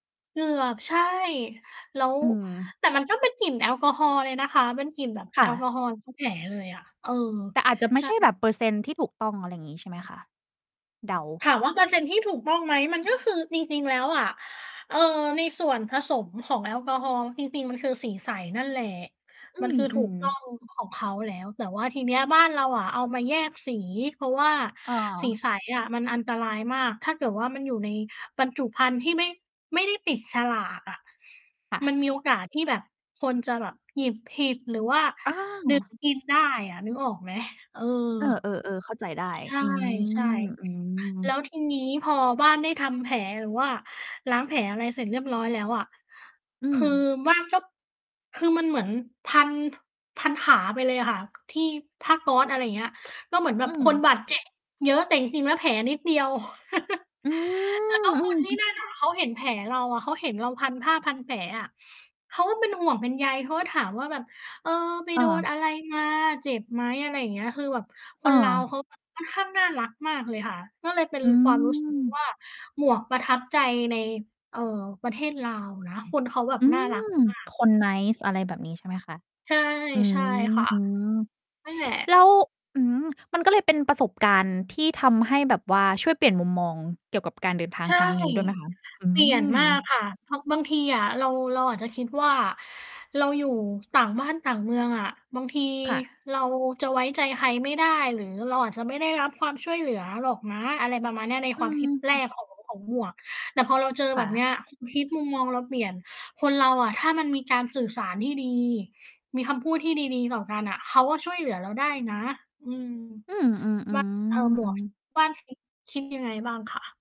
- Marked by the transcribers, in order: distorted speech; other background noise; tapping; chuckle; in English: "nice"
- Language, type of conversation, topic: Thai, unstructured, คุณเคยมีประสบการณ์แปลก ๆ ระหว่างการเดินทางไหม?
- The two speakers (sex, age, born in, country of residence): female, 30-34, Thailand, Thailand; female, 30-34, Thailand, Thailand